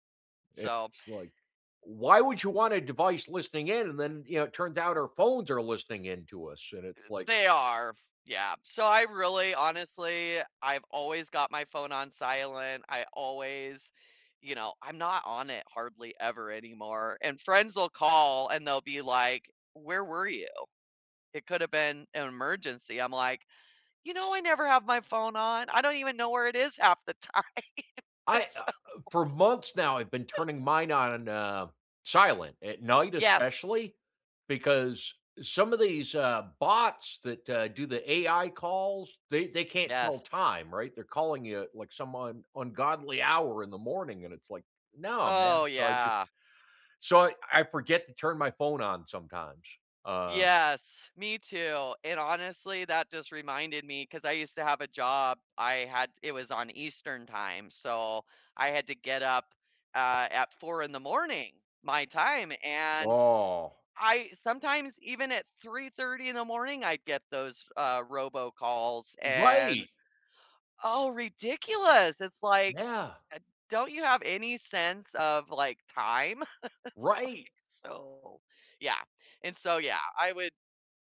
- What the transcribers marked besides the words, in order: tapping; laughing while speaking: "time, so"; laugh; other background noise; chuckle; laughing while speaking: "It's like"
- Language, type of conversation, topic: English, unstructured, How does social media affect how we express ourselves?